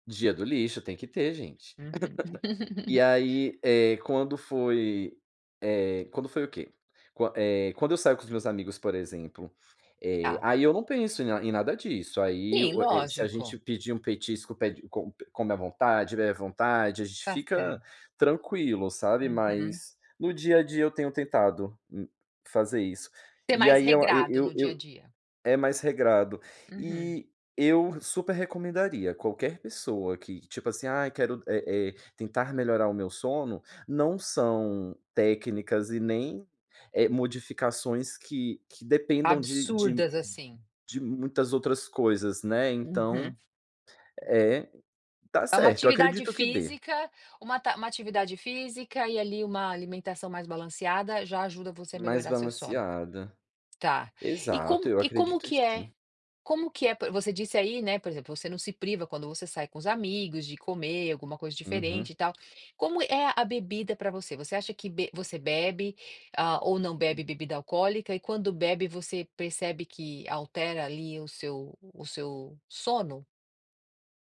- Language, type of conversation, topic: Portuguese, podcast, Que hábitos noturnos ajudam você a dormir melhor?
- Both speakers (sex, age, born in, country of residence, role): female, 50-54, United States, United States, host; male, 35-39, Brazil, Netherlands, guest
- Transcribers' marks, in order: chuckle; laugh; other background noise; tapping; other noise